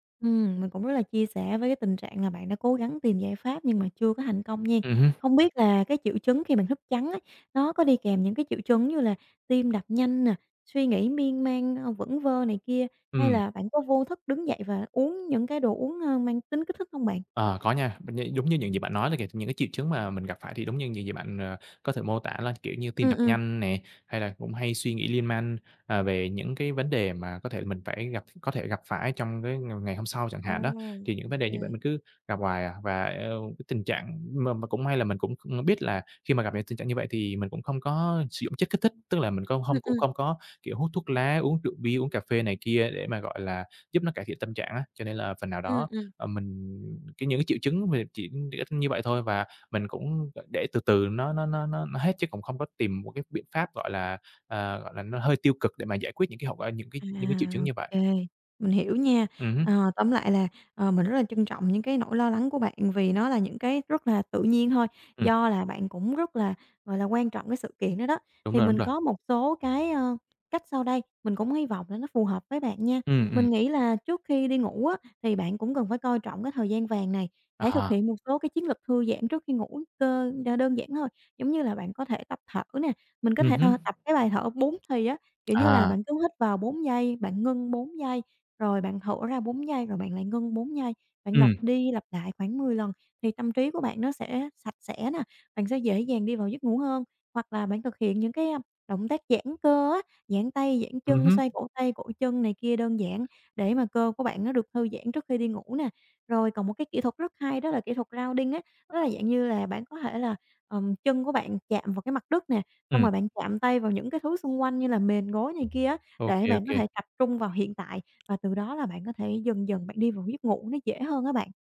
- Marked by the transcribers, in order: tapping; other background noise; in English: "grounding"
- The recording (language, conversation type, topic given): Vietnamese, advice, Làm thế nào để đối phó với việc thức trắng vì lo lắng trước một sự kiện quan trọng?